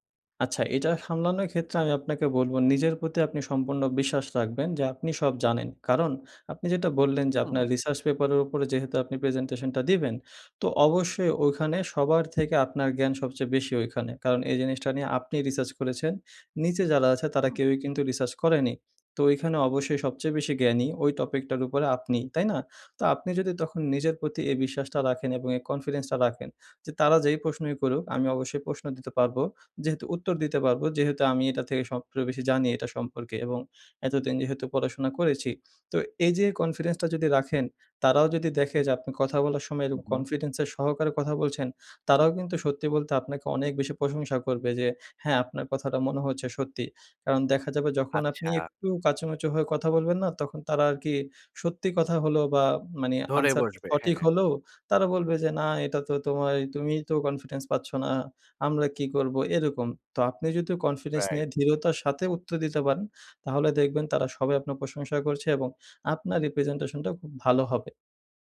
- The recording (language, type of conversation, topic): Bengali, advice, ভিড় বা মানুষের সামনে কথা বলার সময় কেন আমার প্যানিক হয় এবং আমি নিজেকে নিয়ন্ত্রণ করতে পারি না?
- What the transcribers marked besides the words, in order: none